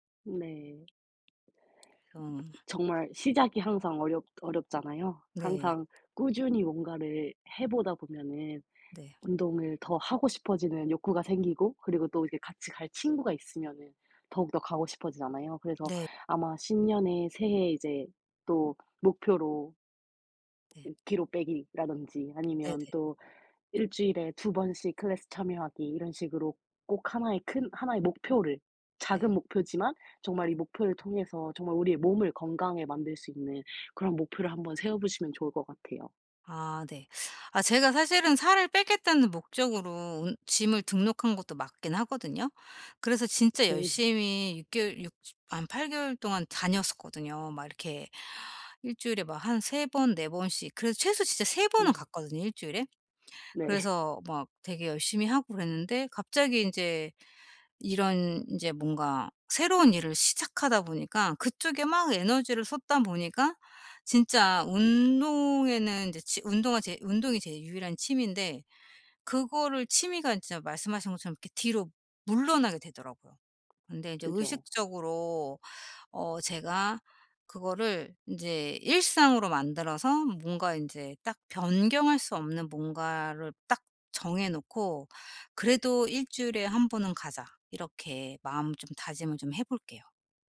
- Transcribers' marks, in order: other background noise; tapping; in English: "짐을"; laughing while speaking: "네"; sniff
- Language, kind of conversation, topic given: Korean, advice, 요즘 시간이 부족해서 좋아하는 취미를 계속하기가 어려운데, 어떻게 하면 꾸준히 유지할 수 있을까요?